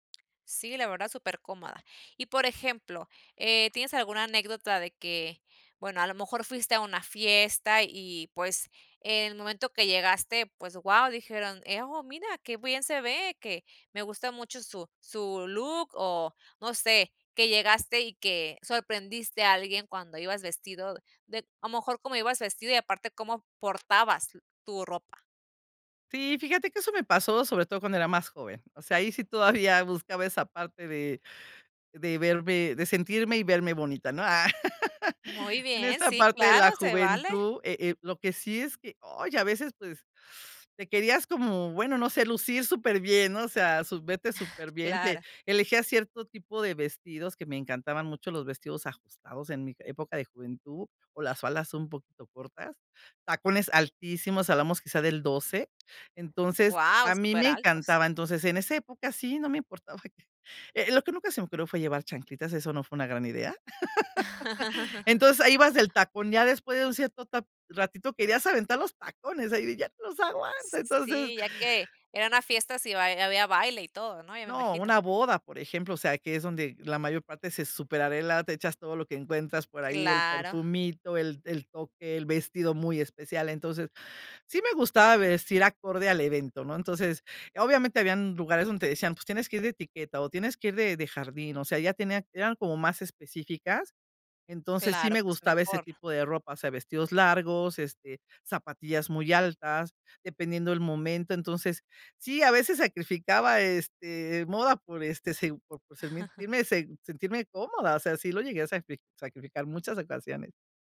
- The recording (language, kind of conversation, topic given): Spanish, podcast, ¿Qué prendas te hacen sentir más seguro?
- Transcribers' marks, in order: other background noise; laugh; tapping; giggle; laugh; put-on voice: "ya los aguanto"; chuckle